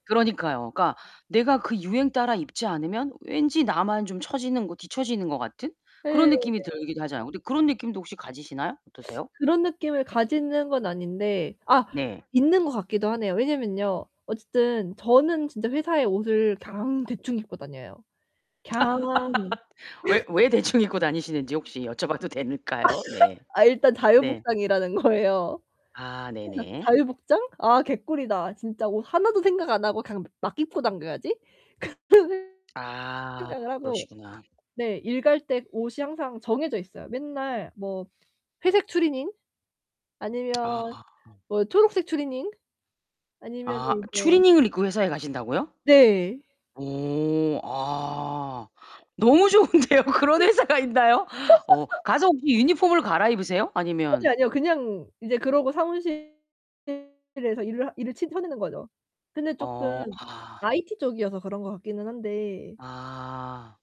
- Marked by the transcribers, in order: distorted speech; other background noise; laugh; laughing while speaking: "대충"; laugh; laughing while speaking: "여쭤봐도 된까요?"; "될까요" said as "된까요"; laugh; laughing while speaking: "거예요"; laughing while speaking: "그런 생"; tapping; laughing while speaking: "너무 좋은데요. 그런 회사가 있나요?"; laugh
- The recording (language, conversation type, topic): Korean, advice, 스타일을 찾기 어렵고 코디가 막막할 때는 어떻게 시작하면 좋을까요?